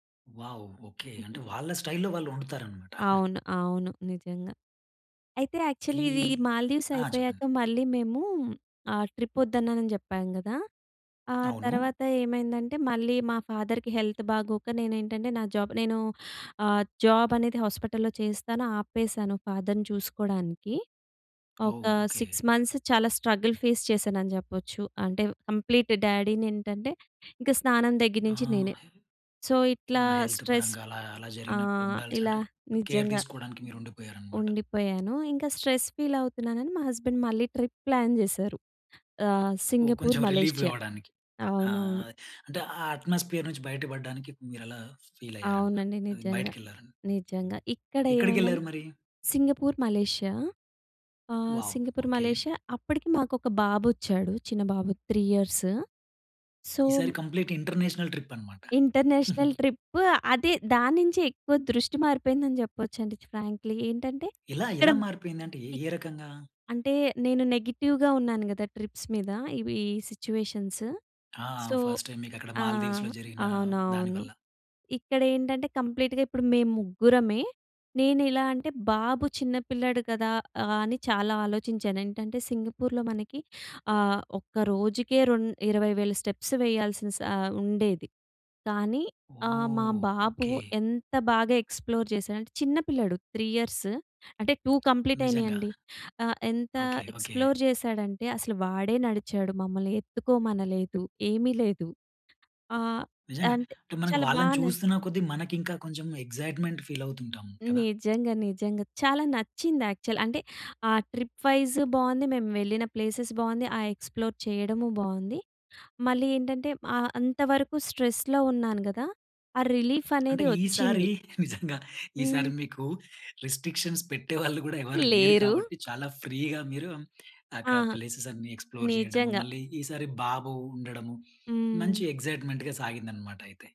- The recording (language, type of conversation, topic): Telugu, podcast, ప్రయాణం వల్ల మీ దృష్టికోణం మారిపోయిన ఒక సంఘటనను చెప్పగలరా?
- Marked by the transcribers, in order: chuckle; in English: "స్టైల్‌లో"; chuckle; in English: "యాక్చువలీ"; in English: "ట్రిప్"; in English: "ఫాదర్‌కి హెల్త్"; in English: "జాబ్"; in English: "జాబ్"; in English: "హాస్పిటల్‌లో"; in English: "ఫాదర్‌ని"; in English: "సిక్స్ మంత్స్"; in English: "స్ట్రగల్ ఫేస్"; in English: "కంప్లీట్ డ్యాడిని"; in English: "హెల్త్"; in English: "సో"; in English: "స్ట్రెస్"; in English: "కేర్"; in English: "స్ట్రెస్ ఫీల్"; in English: "హస్బెండ్"; in English: "ట్రిప్ ప్లాన్"; in English: "రిలీఫ్"; in English: "అట్మోస్ఫియర్"; in English: "ఫీల్"; in English: "త్రీ ఇయర్స్. సో"; in English: "కంప్లీట్ ఇంటర్నేషనల్ ట్రిప్"; in English: "ఇంటర్నేషనల్ ట్రిప్"; in English: "ఫ్రాంక్లీ"; other noise; in English: "నెగెటివ్‌గా"; in English: "ట్రిప్స్"; in English: "సిట్యుయేషన్స్. సో"; in English: "ఫస్ట్ టైం"; in English: "కంప్లీట్‌గా"; in English: "స్టెప్స్"; in English: "ఎక్స్‌ప్లోర్"; in English: "త్రీ ఇయర్స్"; in English: "టూ కంప్లీట్"; in English: "ఎక్స్‌ప్లోర్"; in English: "ఎక్సైట్‌మెంట్ ఫీల్"; in English: "యాక్చువల్"; in English: "ట్రిప్ వైస్"; in English: "ప్లేసెస్"; in English: "ఎక్స్‌ప్లోర్"; in English: "స్ట్రెస్‌లో"; in English: "రిలీఫ్"; chuckle; in English: "రిస్ట్రిక్షన్స్"; in English: "ఫ్రీగా"; in English: "ప్లేసెస్"; in English: "ఎక్స్‌ప్లోర్"; in English: "ఎక్సైట్‌మెంట్‌గా"